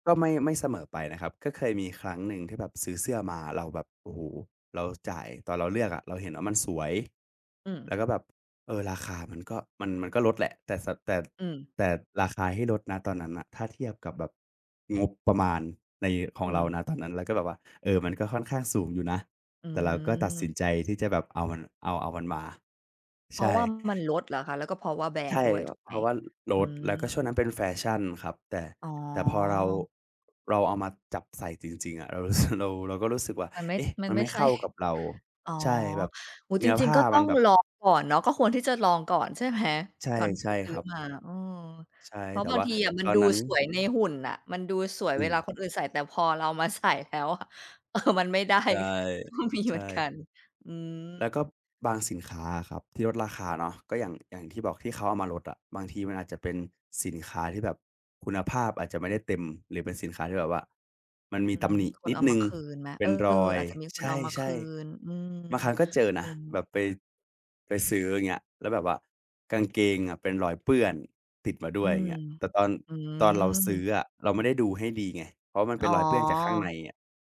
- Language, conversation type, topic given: Thai, podcast, ถ้างบจำกัด คุณเลือกซื้อเสื้อผ้าแบบไหน?
- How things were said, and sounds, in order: tapping; other background noise; laughing while speaking: "สึก"; chuckle; laughing while speaking: "ใส่แล้วอะ เออ"; laughing while speaking: "ก็"